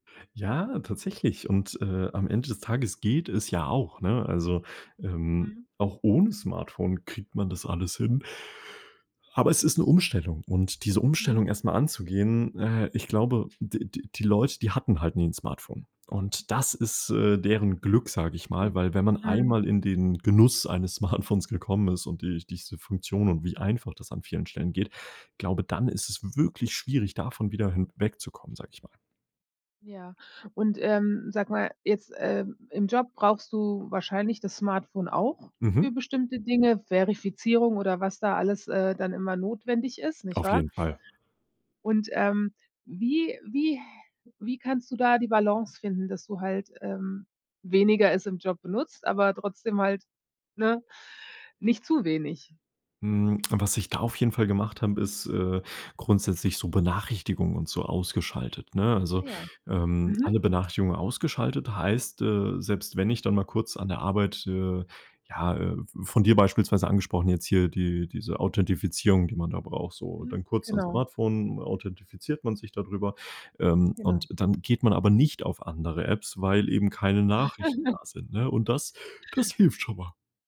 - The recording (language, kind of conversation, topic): German, podcast, Wie gehst du mit deiner täglichen Bildschirmzeit um?
- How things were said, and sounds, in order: other background noise; other noise; laughing while speaking: "Smartphones"; chuckle; yawn